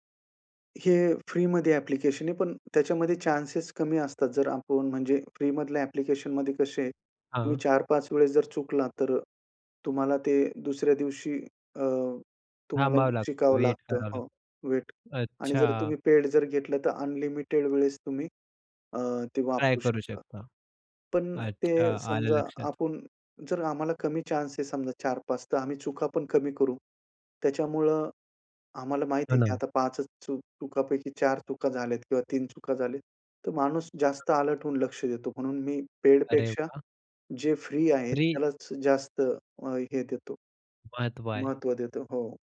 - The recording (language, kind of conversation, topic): Marathi, podcast, तुमच्या कुटुंबात भाषेचा बदल कसा घडला आणि तो अनुभव कसा होता?
- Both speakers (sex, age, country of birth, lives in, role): male, 30-34, India, India, host; male, 35-39, India, India, guest
- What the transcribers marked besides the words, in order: other noise; other background noise; tapping; in English: "अलर्ट"